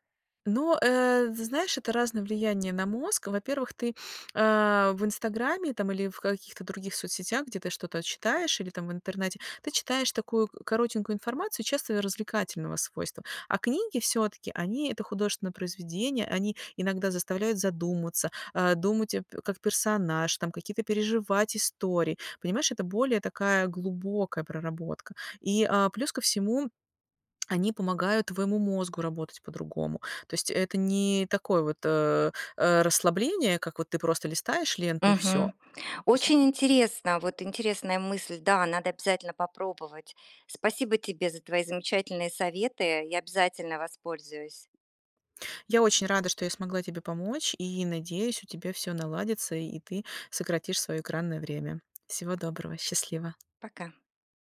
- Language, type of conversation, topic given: Russian, advice, Как сократить экранное время перед сном, чтобы быстрее засыпать и лучше высыпаться?
- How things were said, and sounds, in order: none